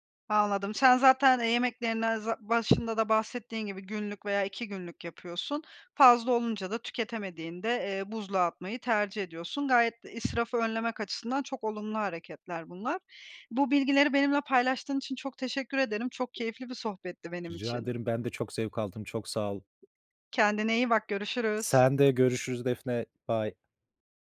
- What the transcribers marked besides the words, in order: other background noise; tapping
- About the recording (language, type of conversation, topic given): Turkish, podcast, Artan yemekleri yaratıcı şekilde değerlendirmek için hangi taktikleri kullanıyorsun?